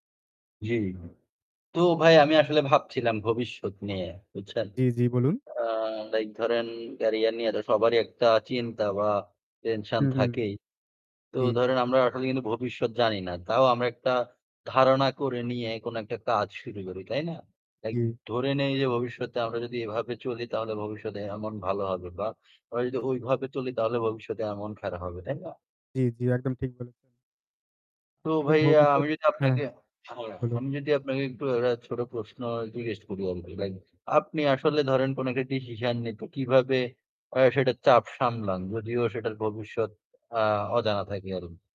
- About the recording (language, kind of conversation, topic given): Bengali, unstructured, ভবিষ্যৎ অনিশ্চিত থাকলে তুমি কীভাবে চাপ সামলাও?
- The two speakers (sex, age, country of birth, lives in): male, 20-24, Bangladesh, Bangladesh; male, 20-24, Bangladesh, Bangladesh
- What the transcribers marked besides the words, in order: tapping; other background noise; distorted speech; background speech; "একটা" said as "এডা"